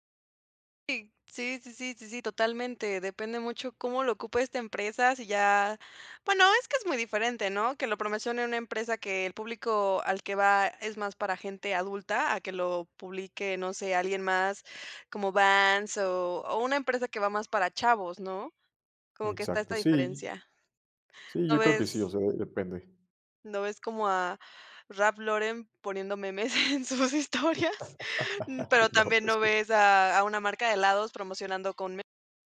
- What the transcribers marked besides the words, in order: "promocione" said as "promecione"; laughing while speaking: "en sus historias"; laugh
- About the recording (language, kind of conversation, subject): Spanish, podcast, ¿Por qué crees que los memes se vuelven tan poderosos socialmente?